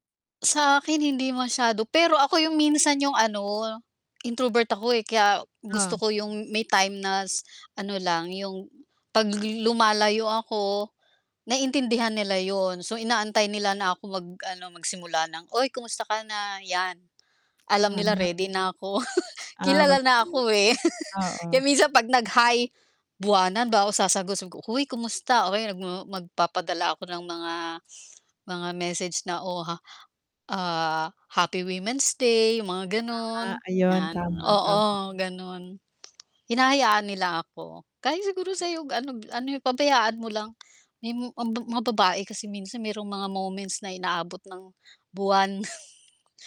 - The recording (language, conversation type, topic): Filipino, unstructured, Paano mo ipinapakita ang pagmamahal sa pamilya araw-araw?
- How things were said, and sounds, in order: static; unintelligible speech; laughing while speaking: "na ako"; unintelligible speech; laugh; inhale; wind; tapping; chuckle